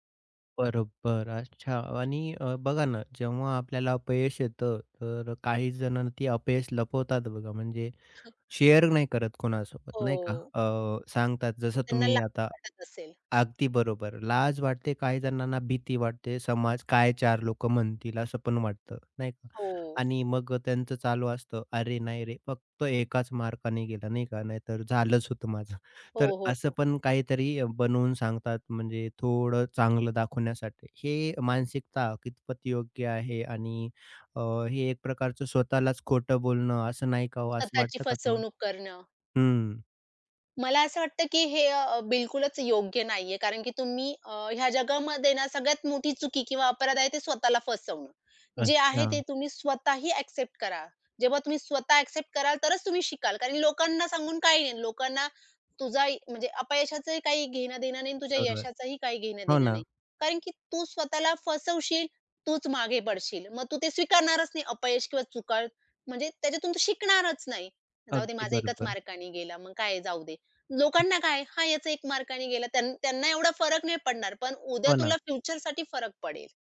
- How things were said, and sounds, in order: in English: "शेअर"; chuckle; tapping; other background noise
- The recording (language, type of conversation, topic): Marathi, podcast, अपयशानंतर पुन्हा प्रयत्न करायला कसं वाटतं?